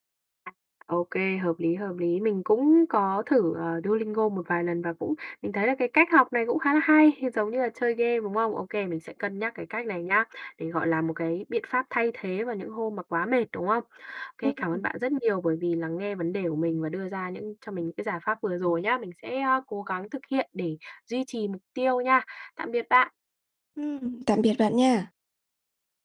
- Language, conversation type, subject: Vietnamese, advice, Làm sao tôi có thể linh hoạt điều chỉnh kế hoạch khi mục tiêu thay đổi?
- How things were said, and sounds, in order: tapping